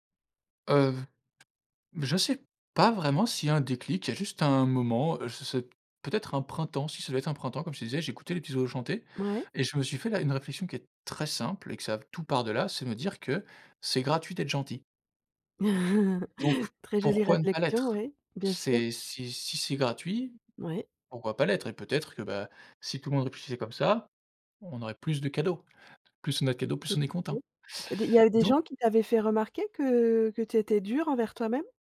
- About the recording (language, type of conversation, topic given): French, podcast, Comment cultives-tu la bienveillance envers toi-même ?
- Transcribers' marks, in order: other background noise; chuckle